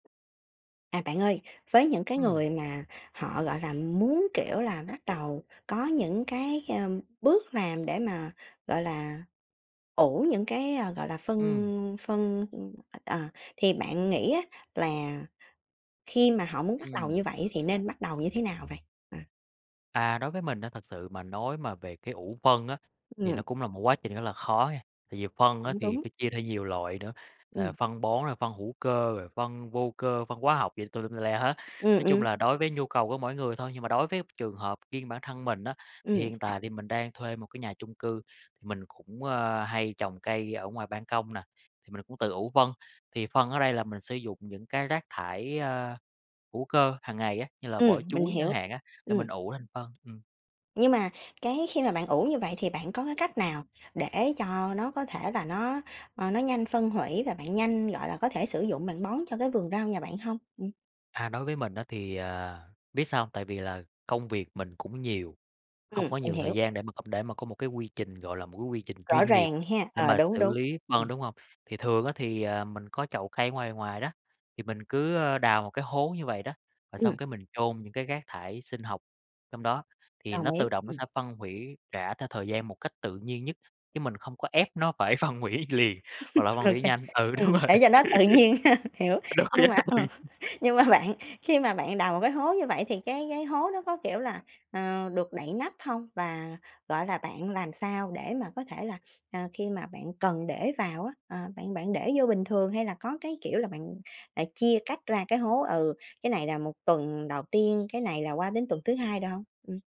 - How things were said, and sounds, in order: tapping; other background noise; chuckle; laughing while speaking: "phải phân"; laughing while speaking: "tự nhiên hơn"; laughing while speaking: "đúng rồi. Đúng rồi á, đúng"; laugh; chuckle; laughing while speaking: "mà bạn"; horn
- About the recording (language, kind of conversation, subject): Vietnamese, podcast, Bạn có lời khuyên nào cho người mới bắt đầu ủ phân compost không?